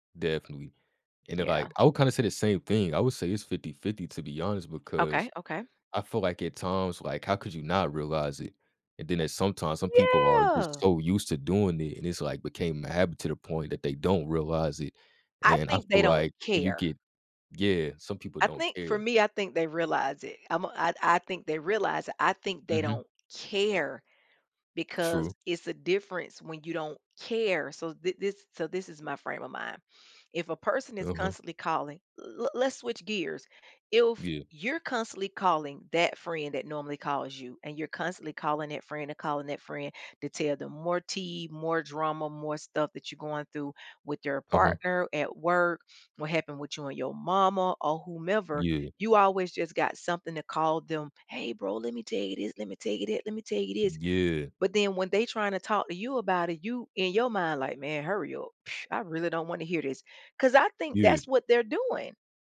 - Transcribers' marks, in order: other background noise; drawn out: "Yeah"
- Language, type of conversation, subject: English, unstructured, How do you handle friendships that feel one-sided or transactional?